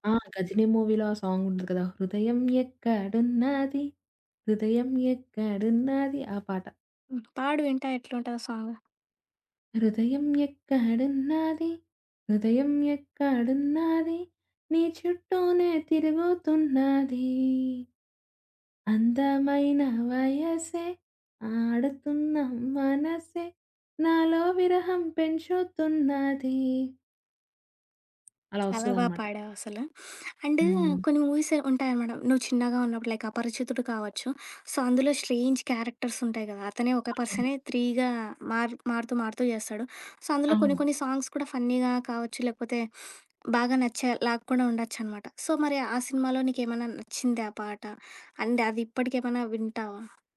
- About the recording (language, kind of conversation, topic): Telugu, podcast, మీ చిన్నప్పటి జ్ఞాపకాలను వెంటనే గుర్తుకు తెచ్చే పాట ఏది, అది ఎందుకు గుర్తొస్తుంది?
- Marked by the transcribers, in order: in English: "సాంగ్"; other background noise; singing: "హృదయం ఎక్కడున్నది, హృదయం ఎక్కడున్నది"; in English: "సాంగ్?"; tapping; singing: "హృదయం ఎక్కడున్నది. హృదయం ఎక్కడున్నది. నీ … నాలో విరహం పెంచుతున్నది"; sniff; in English: "అండ్"; in English: "మూవీస్"; in English: "లైక్"; in English: "సో"; in English: "స్ట్రేంజ్ క్యారెక్టర్స్"; in English: "త్రీగా"; in English: "సో"; in English: "సాంగ్స్"; in English: "ఫన్నీగా"; sniff; in English: "సో"; in English: "అండ్"